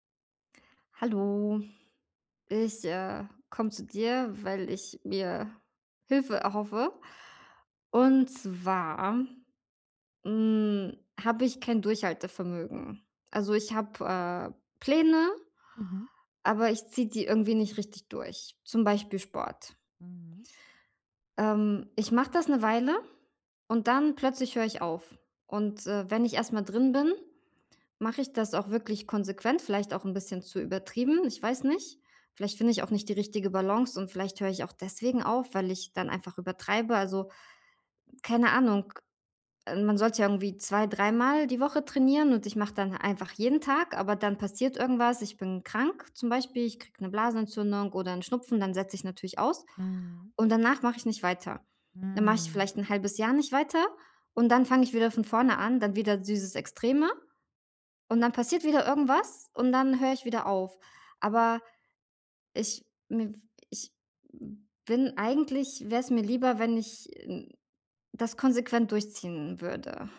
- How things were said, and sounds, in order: none
- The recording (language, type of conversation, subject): German, advice, Wie bleibe ich bei einem langfristigen Projekt motiviert?